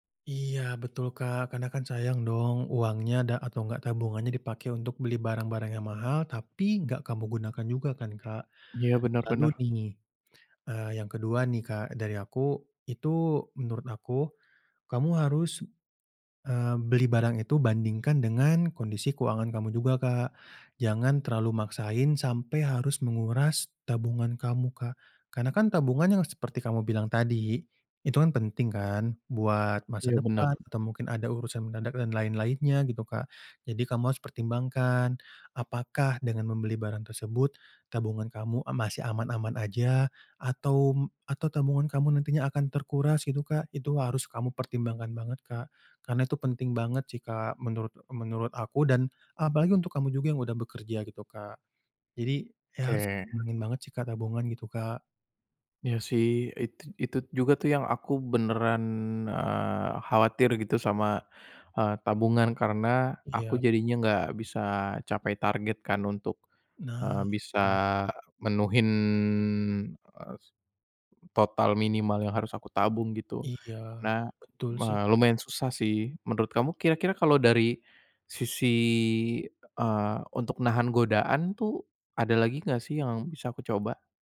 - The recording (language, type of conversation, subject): Indonesian, advice, Bagaimana cara mengatasi rasa bersalah setelah membeli barang mahal yang sebenarnya tidak perlu?
- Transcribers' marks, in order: tapping; other background noise; drawn out: "menuhin"